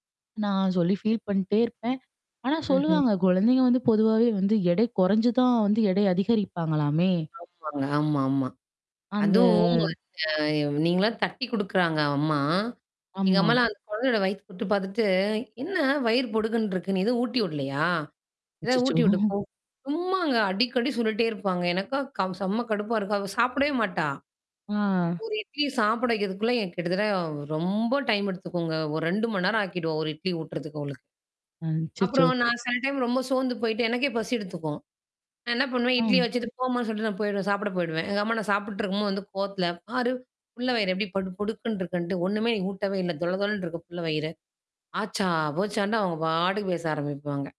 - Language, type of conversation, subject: Tamil, podcast, பிள்ளைகளை வளர்ப்பதில் முன்பிருந்த முறைகளும் இன்றைய முறைகளும் எவ்வாறு வேறுபடுகின்றன?
- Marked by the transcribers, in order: in English: "ஃபீல்"; static; distorted speech; laughing while speaking: "அச்சச்சோ!"; in English: "டைம்"